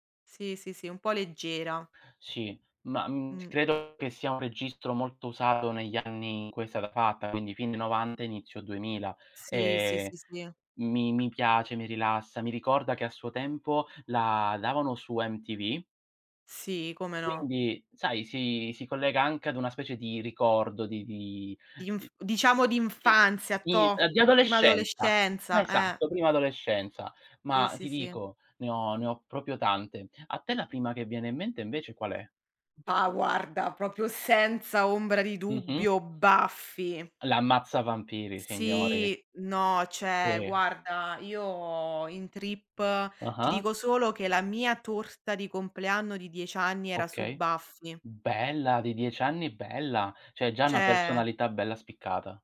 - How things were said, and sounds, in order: other background noise; drawn out: "E"; "proprio" said as "propio"; stressed: "senza"; stressed: "Buffy"; drawn out: "Sì"; "cioè" said as "ceh"; drawn out: "io"; in English: "trip"; tapping; stressed: "Bella"; drawn out: "ceh"; "Cioè" said as "ceh"
- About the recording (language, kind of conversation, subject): Italian, unstructured, Qual è la serie TV che non ti stanchi mai di vedere?